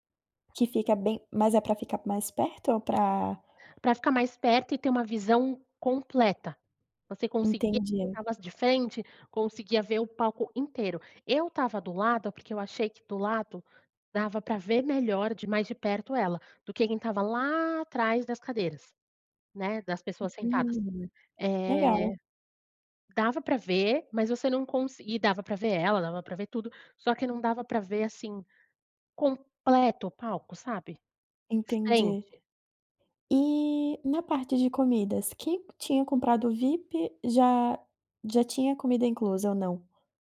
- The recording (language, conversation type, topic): Portuguese, podcast, Qual foi o show ao vivo que mais te marcou?
- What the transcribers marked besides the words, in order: none